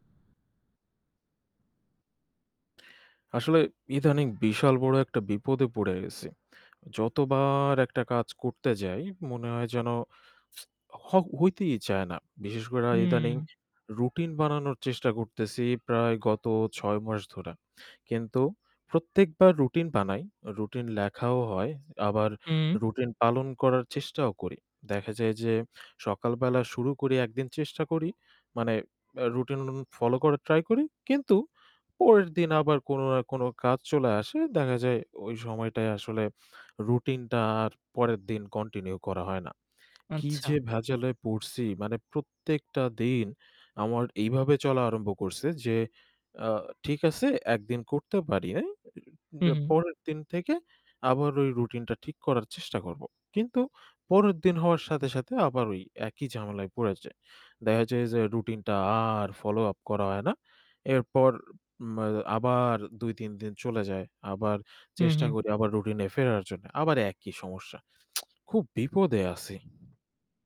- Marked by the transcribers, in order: static; horn; tsk; bird; lip smack
- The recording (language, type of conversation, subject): Bengali, advice, আপনার রুটিন শুরু করা বা বজায় রাখা আপনার জন্য কেন কঠিন হয়ে যাচ্ছে?